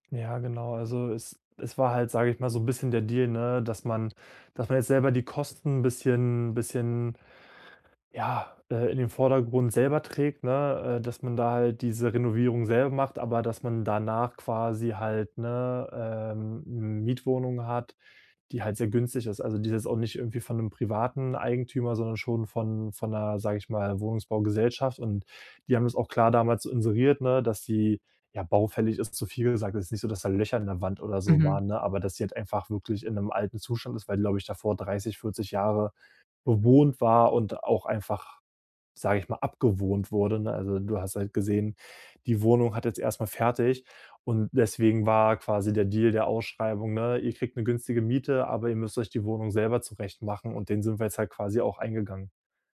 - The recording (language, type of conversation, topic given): German, advice, Wie kann ich Ruhe finden, ohne mich schuldig zu fühlen, wenn ich weniger leiste?
- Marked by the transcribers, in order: none